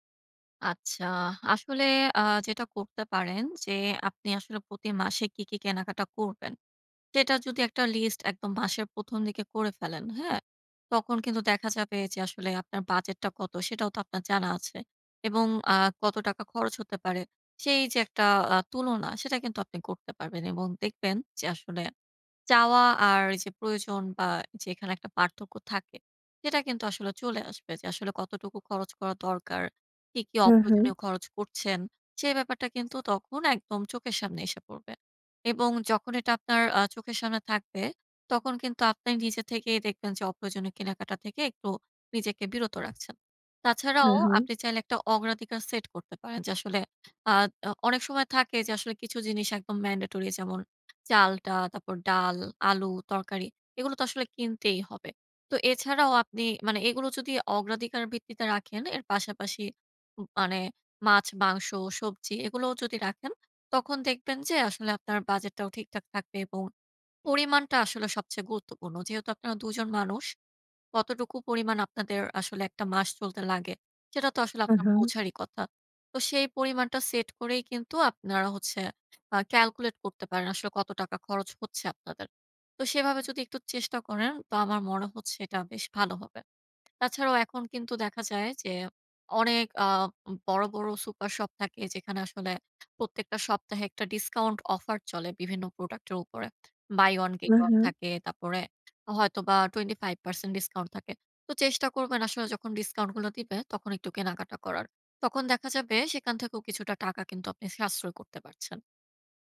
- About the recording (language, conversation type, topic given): Bengali, advice, কেনাকাটায় বাজেট ছাড়িয়ে যাওয়া বন্ধ করতে আমি কীভাবে সঠিকভাবে বাজেট পরিকল্পনা করতে পারি?
- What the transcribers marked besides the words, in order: tapping; other background noise